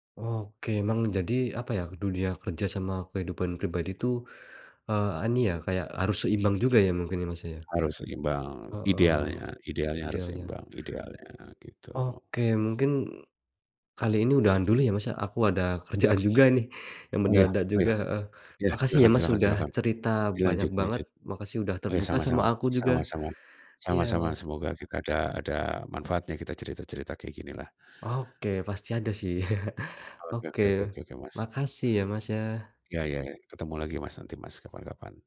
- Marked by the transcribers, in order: chuckle
- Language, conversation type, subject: Indonesian, podcast, Bagaimana kamu mengatur keseimbangan antara pekerjaan dan kehidupan pribadi?
- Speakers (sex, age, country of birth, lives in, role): male, 25-29, Indonesia, Indonesia, host; male, 40-44, Indonesia, Indonesia, guest